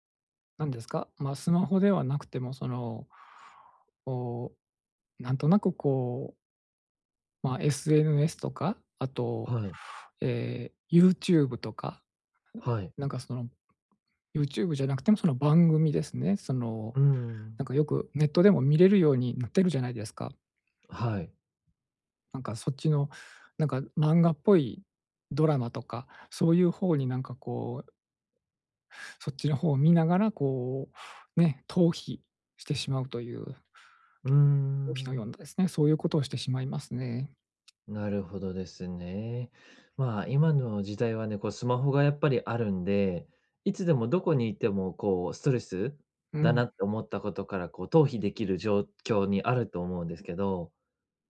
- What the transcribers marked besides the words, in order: other noise; tapping; other background noise
- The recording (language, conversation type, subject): Japanese, advice, ストレスが強いとき、不健康な対処をやめて健康的な行動に置き換えるにはどうすればいいですか？
- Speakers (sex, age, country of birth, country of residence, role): male, 30-34, Japan, Japan, advisor; male, 45-49, Japan, Japan, user